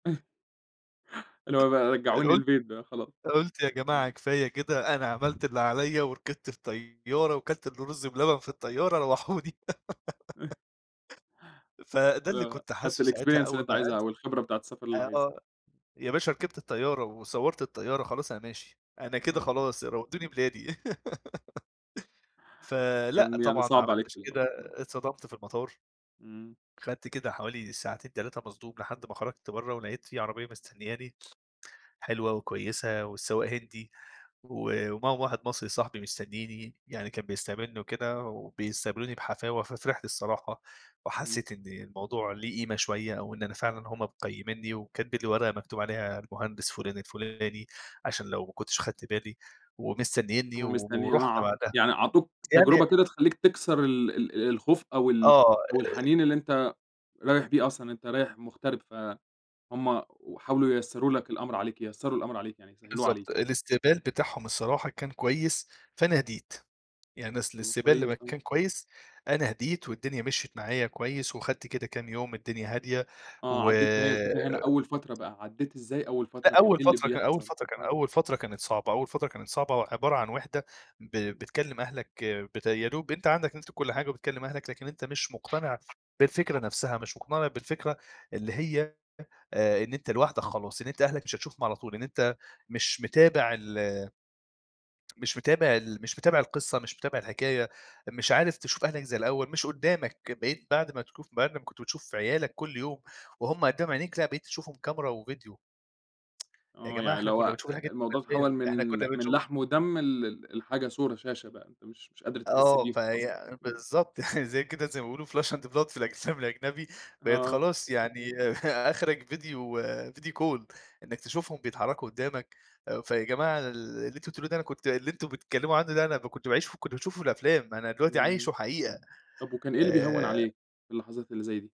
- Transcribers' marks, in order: chuckle; other noise; laughing while speaking: "روحوني"; chuckle; giggle; in English: "الexperience"; unintelligible speech; laugh; tapping; other background noise; tsk; in English: "كاميرا"; tsk; chuckle; laughing while speaking: "يعني زي كده زي ما بيقولوا flesh and blood في الأفلام الأجنبي"; in English: "flesh and blood"; chuckle; in English: "فيديو كول"
- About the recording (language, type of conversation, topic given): Arabic, podcast, إزاي بتتعامل مع التغيير المفاجئ اللي بيحصل في حياتك؟